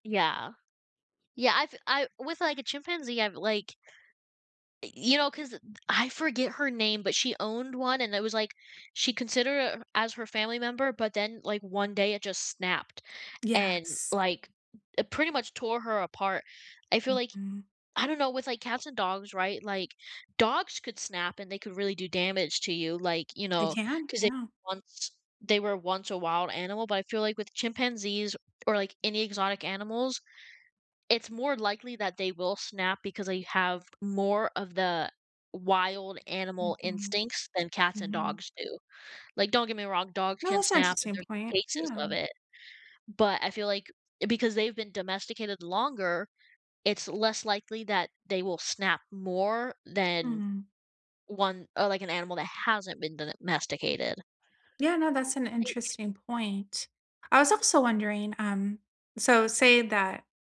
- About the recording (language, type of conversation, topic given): English, unstructured, What do you think about keeping exotic pets at home?
- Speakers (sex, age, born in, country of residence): female, 18-19, United States, United States; female, 45-49, United States, United States
- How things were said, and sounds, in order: tapping